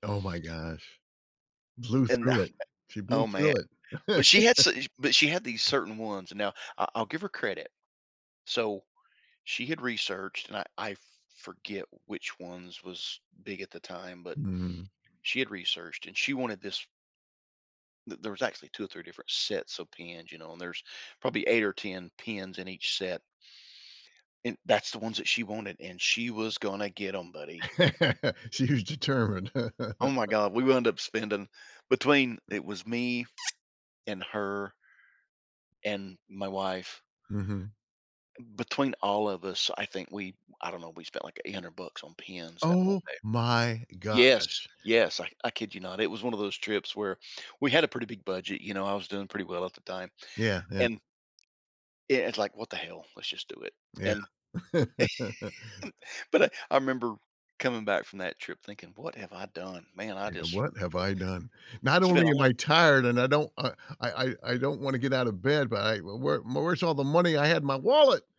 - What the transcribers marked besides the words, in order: laugh; other background noise; laugh; tapping; laugh; laugh
- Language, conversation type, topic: English, unstructured, How should I choose famous sights versus exploring off the beaten path?